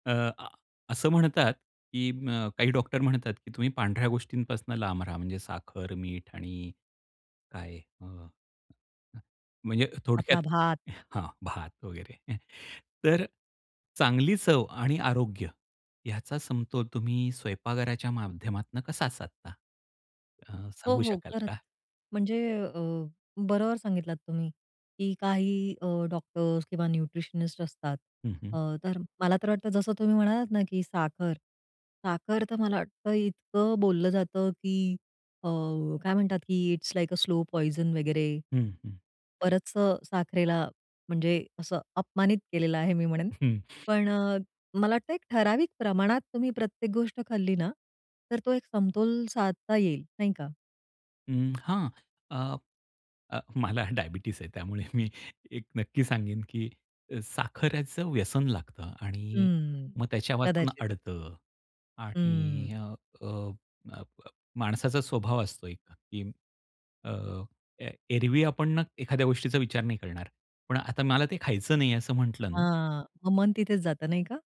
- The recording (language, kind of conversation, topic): Marathi, podcast, चव आणि आरोग्यात तुम्ही कसा समतोल साधता?
- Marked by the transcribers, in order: chuckle; in English: "इट्स लाइक अ स्लो पॉइझन"; chuckle; other background noise; laughing while speaking: "मला डायबिटीज आहे. त्यामुळे मी एक नक्की सांगेन, की"; tapping